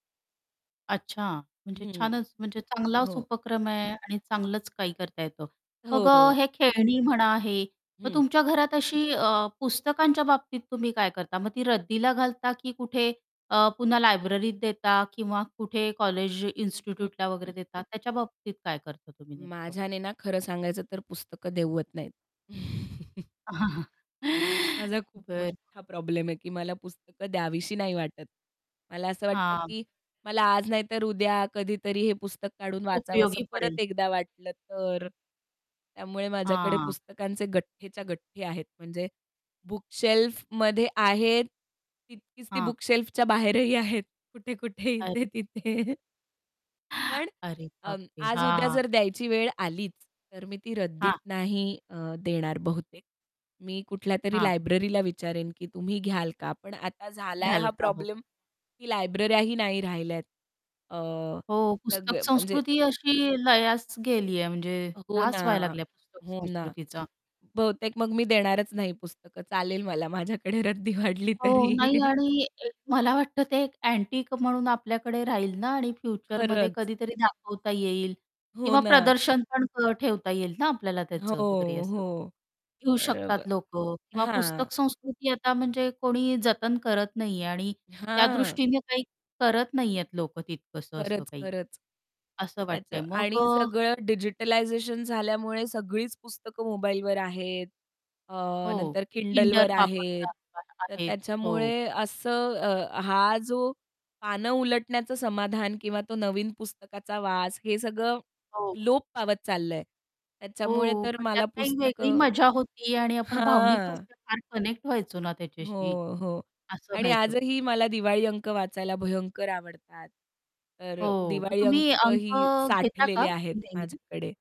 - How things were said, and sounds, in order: static; distorted speech; other background noise; "देत" said as "देवत"; chuckle; in English: "शेल्फमध्ये"; in English: "शेल्फच्या"; laughing while speaking: "कुठे-कुठे, इथे-तिथे"; tapping; chuckle; laughing while speaking: "रद्दी वाढली तरी"; chuckle; in English: "कनेक्ट"
- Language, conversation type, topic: Marathi, podcast, अनावश्यक वस्तू विकायच्या की दान करायच्या हे तुम्ही कसे ठरवता?